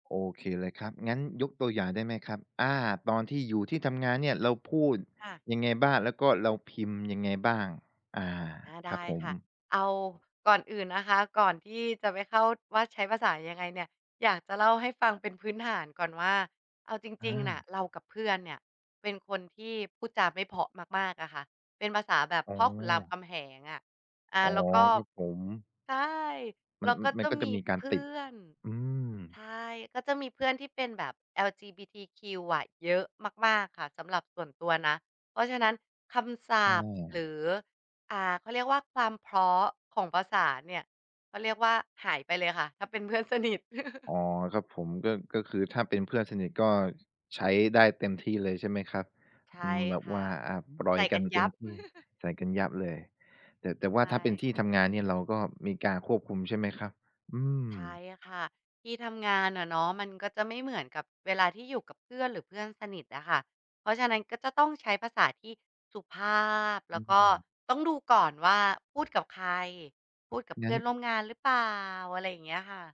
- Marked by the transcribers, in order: other background noise; chuckle; chuckle; tapping
- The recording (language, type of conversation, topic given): Thai, podcast, คุณปรับวิธีใช้ภาษาตอนอยู่กับเพื่อนกับตอนทำงานต่างกันไหม?